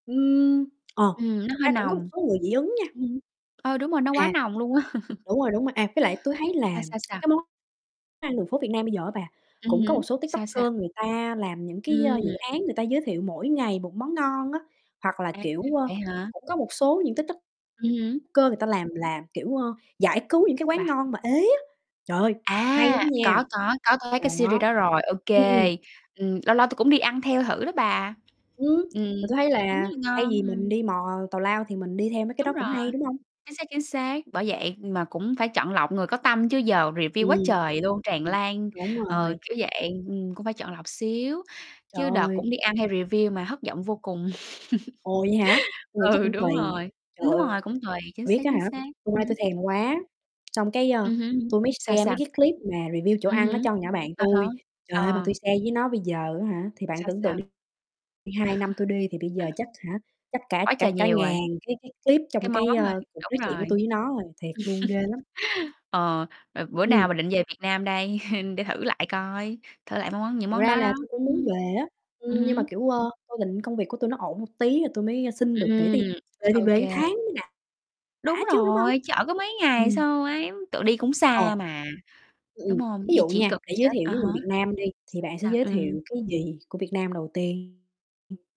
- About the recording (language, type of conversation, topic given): Vietnamese, unstructured, Điều gì khiến bạn cảm thấy tự hào về nơi bạn đang sống?
- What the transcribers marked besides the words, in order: tapping; distorted speech; laughing while speaking: "á"; chuckle; tsk; other background noise; in English: "series"; static; in English: "review"; in English: "review"; laugh; laughing while speaking: "Ừ"; lip smack; in English: "share"; in English: "review"; in English: "share"; laugh; chuckle; chuckle; "một" said as "ờn"